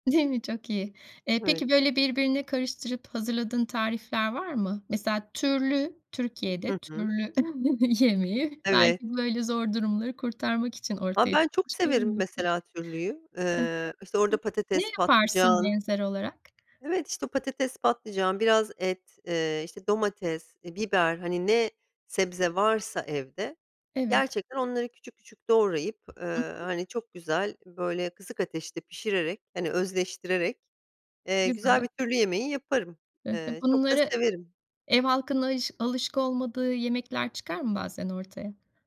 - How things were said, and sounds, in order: laughing while speaking: "Değil mi?"; chuckle
- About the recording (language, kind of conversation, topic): Turkish, podcast, Gıda israfını azaltmak için uygulayabileceğimiz pratik yöntemler nelerdir?